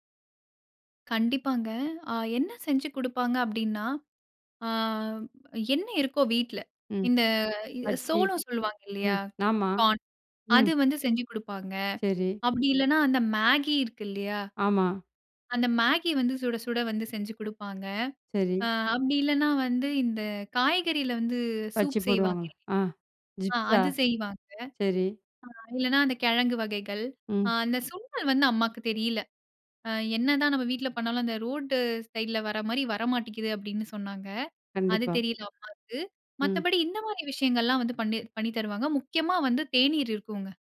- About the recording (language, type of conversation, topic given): Tamil, podcast, மழை பொழுதில் சாப்பிட வேண்டிய உணவுகள் பற்றி சொல்லலாமா?
- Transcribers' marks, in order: none